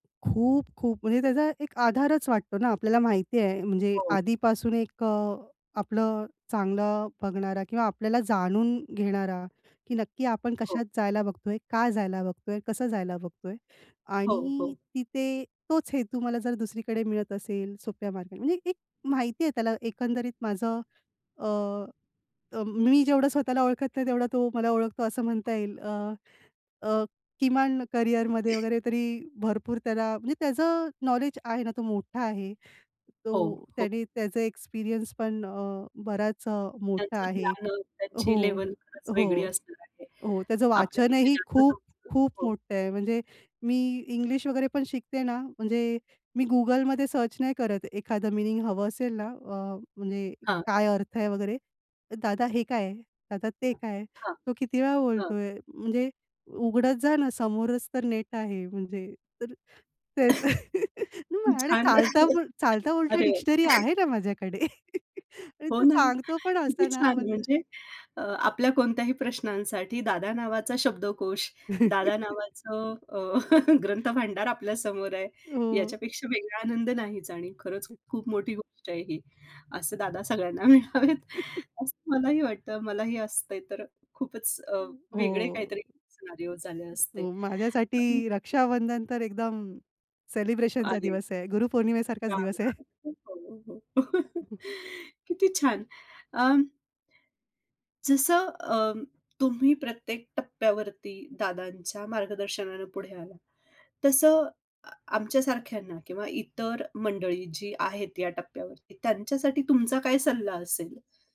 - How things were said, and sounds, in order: other background noise; tapping; unintelligible speech; throat clearing; unintelligible speech; in English: "सर्च"; laughing while speaking: "छान आहे"; chuckle; other noise; chuckle; chuckle; chuckle; laughing while speaking: "मिळावेत"; in English: "सिनारिओ"; laughing while speaking: "आहे"; unintelligible speech; chuckle
- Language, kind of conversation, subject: Marathi, podcast, तुझ्या आयुष्यातला एखादा गुरु कोण होता आणि त्याने/तिने तुला काय शिकवलं?